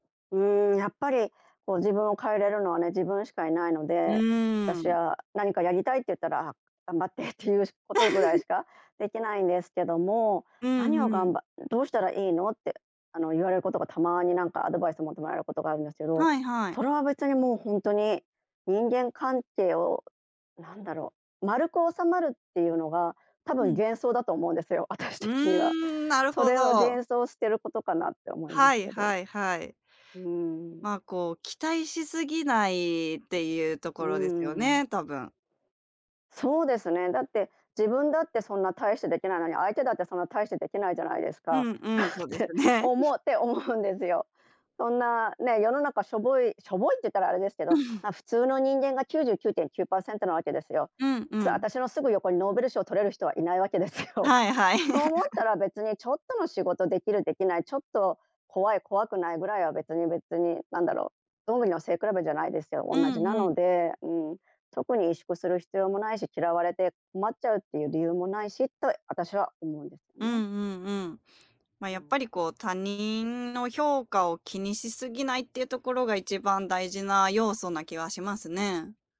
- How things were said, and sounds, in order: chuckle; laughing while speaking: "私的には"; chuckle; laughing while speaking: "ですね"; chuckle; laughing while speaking: "思うんですよ"; chuckle; laughing while speaking: "わけですよ"; laugh
- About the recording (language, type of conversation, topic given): Japanese, podcast, 「ノー」と言うのが苦手なのはなぜだと思いますか？